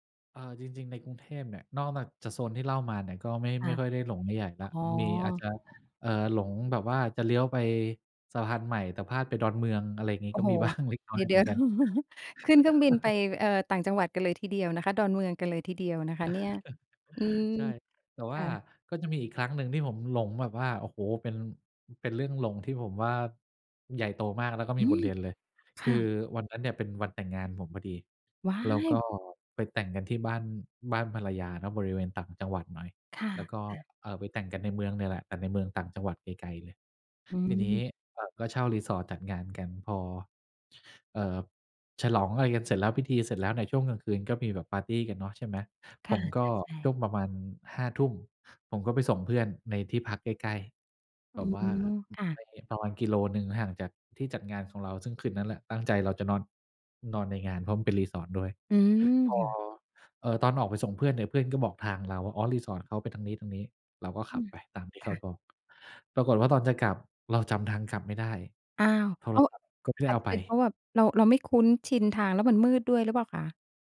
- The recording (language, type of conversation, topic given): Thai, podcast, มีช่วงไหนที่คุณหลงทางแล้วได้บทเรียนสำคัญไหม?
- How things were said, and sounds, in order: other background noise; laughing while speaking: "บ้าง"; chuckle; chuckle